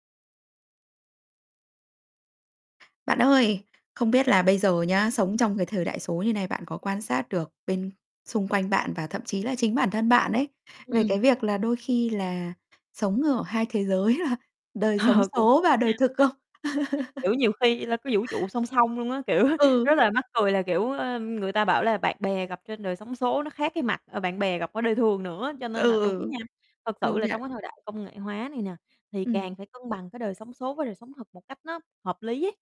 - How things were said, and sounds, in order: tapping; laughing while speaking: "Ờ"; laughing while speaking: "là"; distorted speech; laugh; chuckle; other background noise
- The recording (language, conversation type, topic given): Vietnamese, podcast, Bạn cân bằng đời sống số và đời sống thực như thế nào?